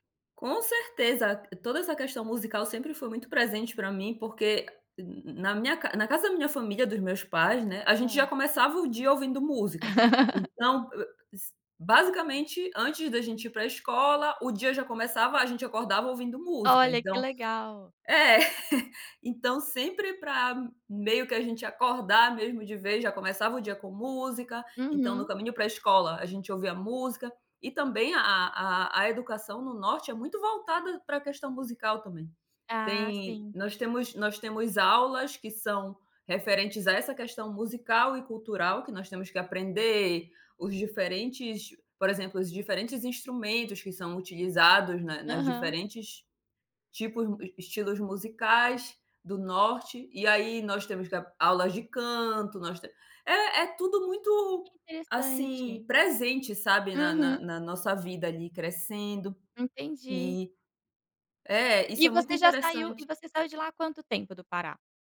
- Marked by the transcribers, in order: other noise; laugh; chuckle
- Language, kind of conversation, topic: Portuguese, podcast, Que música você ouve para se conectar com suas raízes?